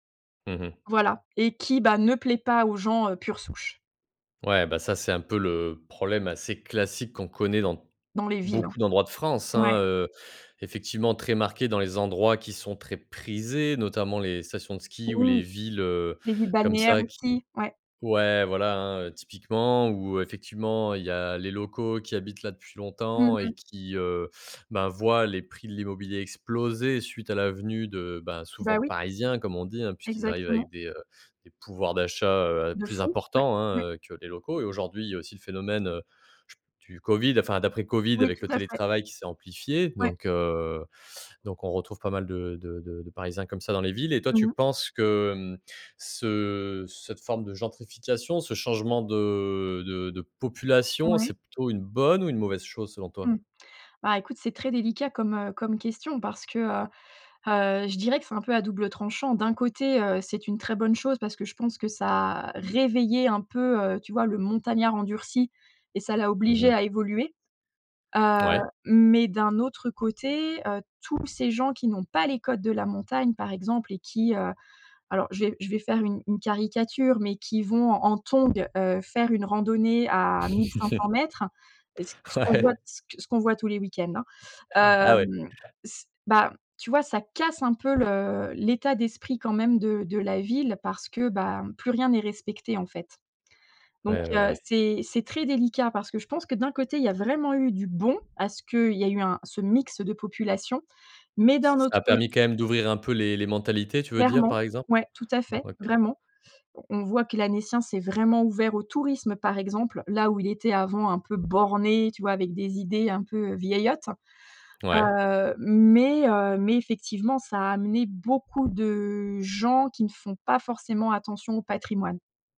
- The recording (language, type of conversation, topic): French, podcast, Quel endroit recommandes-tu à tout le monde, et pourquoi ?
- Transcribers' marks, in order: other background noise; other noise; tapping; chuckle; laughing while speaking: "Ouais"; stressed: "bon"; drawn out: "de"